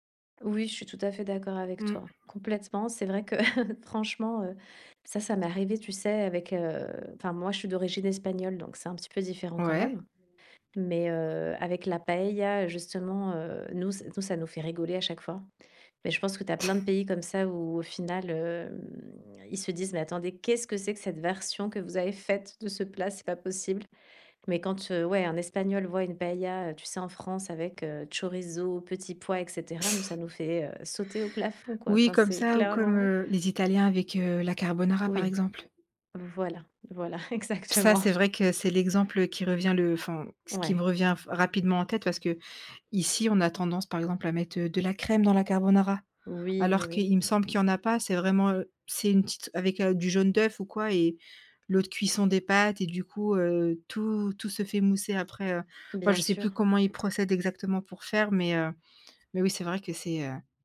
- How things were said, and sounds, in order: other background noise; chuckle; other noise; chuckle; drawn out: "hem"; chuckle; laughing while speaking: "exactement"; chuckle
- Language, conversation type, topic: French, podcast, Quel plat local t’a le plus surpris pendant un voyage ?